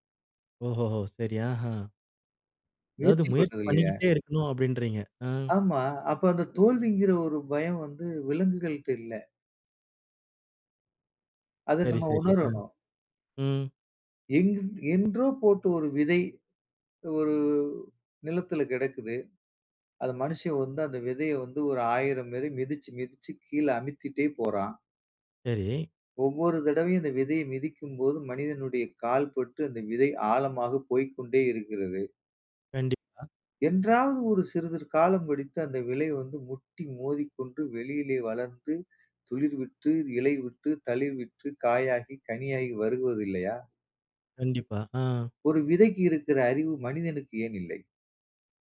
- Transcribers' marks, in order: other background noise; "விதை" said as "விலை"
- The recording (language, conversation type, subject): Tamil, podcast, தோல்வியால் மனநிலையை எப்படி பராமரிக்கலாம்?